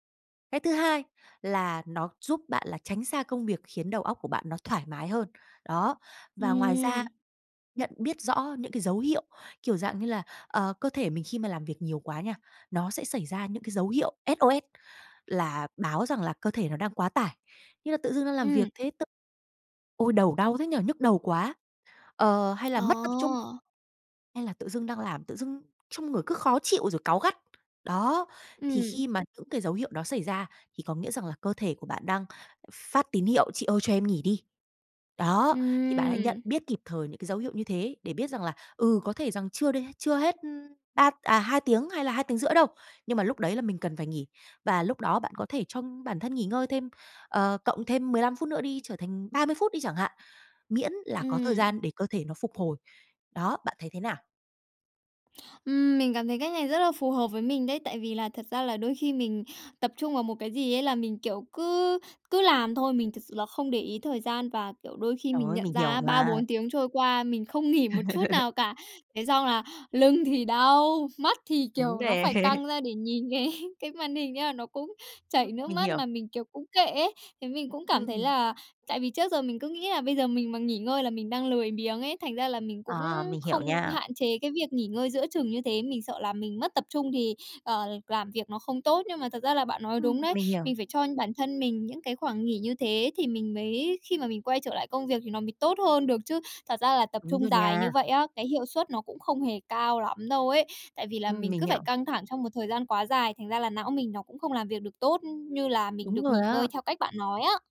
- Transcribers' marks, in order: tapping; laugh; laughing while speaking: "cái"; laughing while speaking: "nè"
- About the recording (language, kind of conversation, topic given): Vietnamese, advice, Làm sao để cân bằng giữa nghỉ ngơi và công việc khi tôi luôn bận rộn?